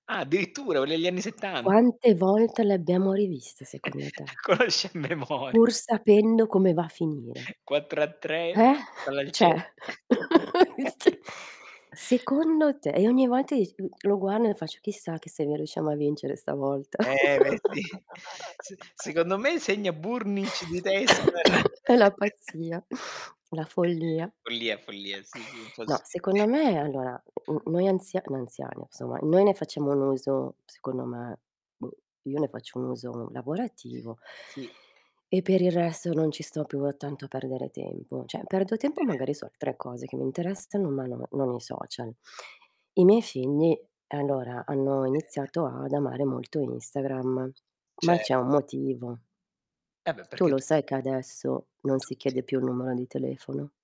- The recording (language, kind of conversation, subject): Italian, unstructured, Ti dà fastidio quanto tempo passiamo sui social?
- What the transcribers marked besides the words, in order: tapping; chuckle; laughing while speaking: "Conosci a memori"; chuckle; chuckle; "Cioè" said as "ceh"; distorted speech; chuckle; laughing while speaking: "se"; chuckle; "guardo" said as "guarno"; laughing while speaking: "Beh, eh, sì"; other background noise; chuckle; cough; chuckle; chuckle; "Cioè" said as "Ceh"